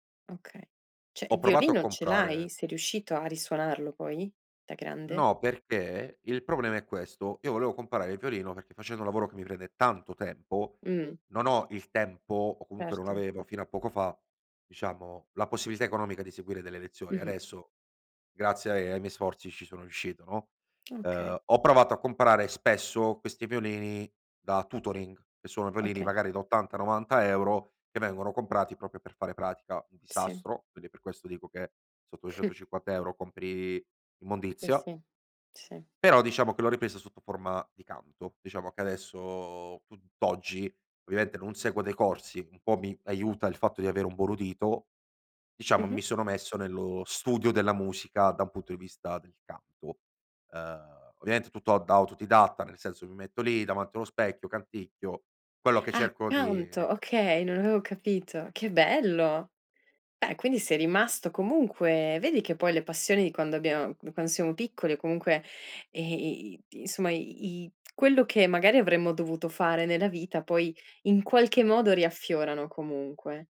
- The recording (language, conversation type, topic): Italian, podcast, Che ruolo ha la curiosità nella tua crescita personale?
- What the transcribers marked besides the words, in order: "cioè" said as "ceh"; tapping; in English: "tutoring"; chuckle